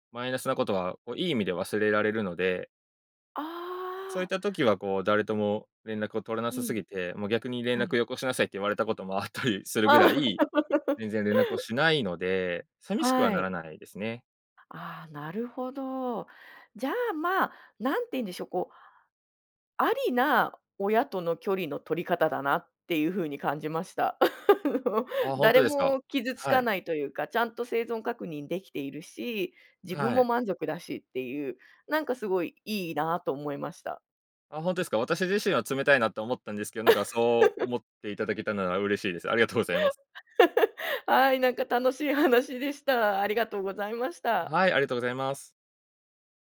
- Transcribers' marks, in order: laughing while speaking: "ああ"; laugh; laugh; laughing while speaking: "ありがとうございます"; laugh
- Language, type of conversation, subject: Japanese, podcast, 親と距離を置いたほうがいいと感じたとき、どうしますか？